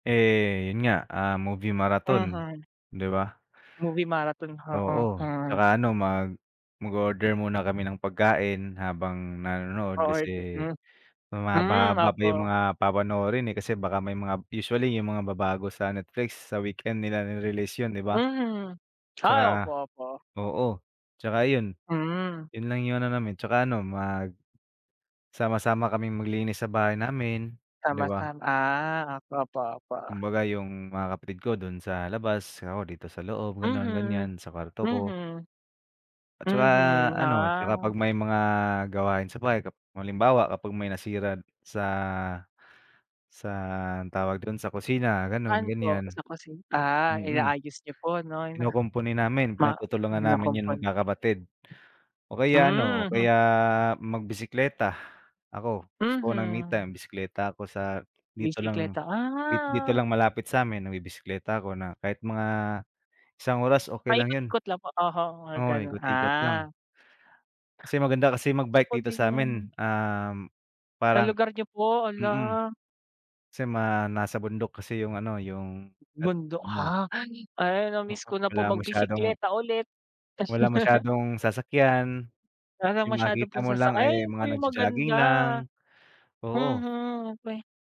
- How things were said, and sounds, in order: tapping; unintelligible speech; laugh
- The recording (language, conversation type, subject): Filipino, unstructured, Paano mo pinaplano na gawing masaya ang isang simpleng katapusan ng linggo?